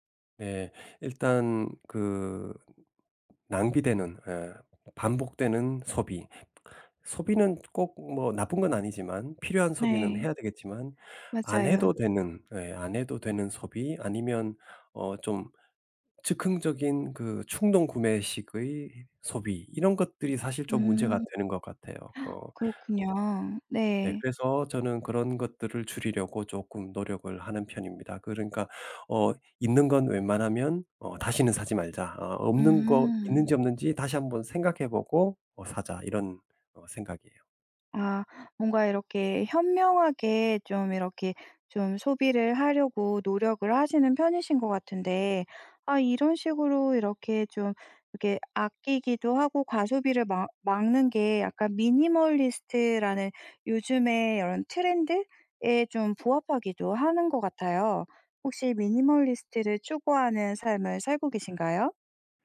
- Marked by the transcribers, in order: other background noise; gasp; in English: "미니멀리스트라는"; in English: "미니멀리스트를"
- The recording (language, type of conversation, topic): Korean, podcast, 플라스틱 쓰레기를 줄이기 위해 일상에서 실천할 수 있는 현실적인 팁을 알려주실 수 있나요?